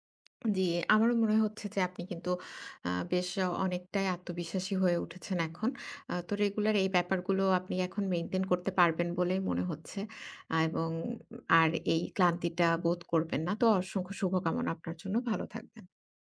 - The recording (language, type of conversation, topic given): Bengali, advice, ঘুম থেকে ওঠার পর কেন ক্লান্ত লাগে এবং কীভাবে আরো তরতাজা হওয়া যায়?
- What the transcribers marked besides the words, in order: tapping; other background noise